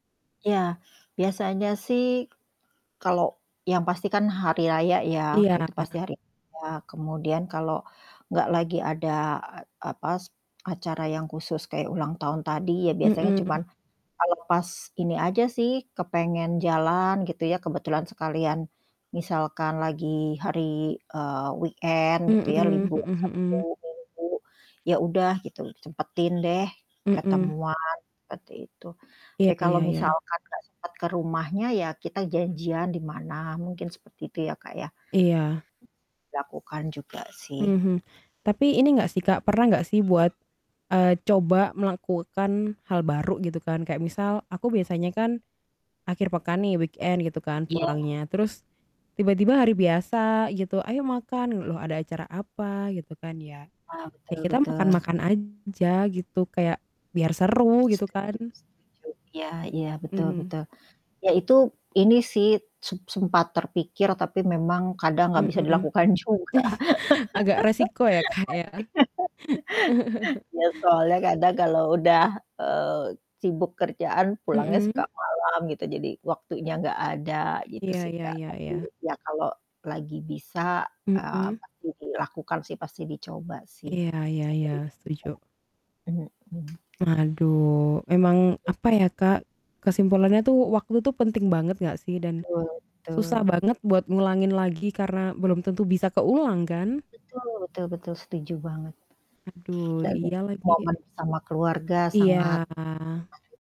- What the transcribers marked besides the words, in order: distorted speech; in English: "weekend"; other background noise; tapping; other animal sound; in English: "weekend"; chuckle; laugh; laughing while speaking: "Iya"; chuckle; unintelligible speech; static; drawn out: "Iya"; unintelligible speech
- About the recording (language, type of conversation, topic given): Indonesian, unstructured, Tradisi keluarga apa yang selalu membuatmu merasa bahagia?